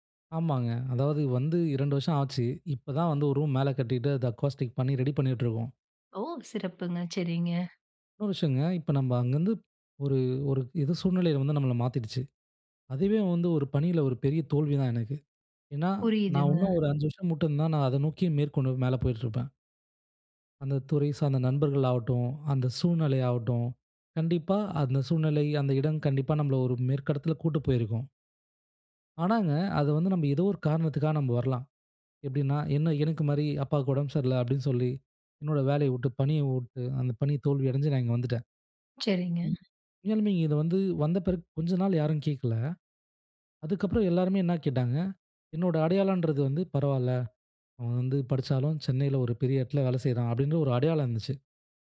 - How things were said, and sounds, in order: in English: "அக்வாஸ்டிக்"; unintelligible speech
- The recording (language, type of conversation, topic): Tamil, podcast, பணியில் தோல்வி ஏற்பட்டால் உங்கள் அடையாளம் பாதிக்கப்படுமா?